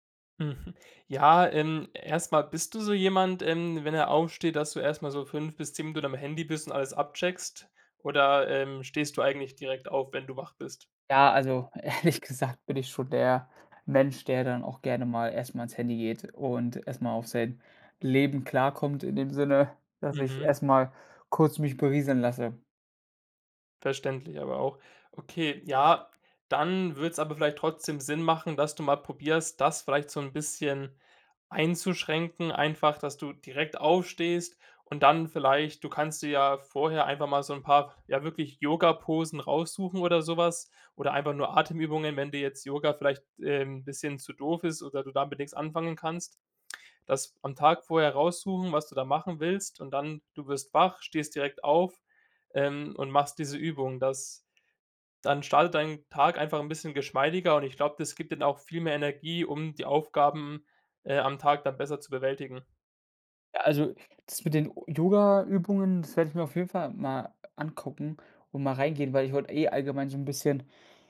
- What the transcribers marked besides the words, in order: laughing while speaking: "ehrlich gesagt"
- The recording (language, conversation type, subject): German, advice, Wie kann ich eine feste Morgen- oder Abendroutine entwickeln, damit meine Tage nicht mehr so chaotisch beginnen?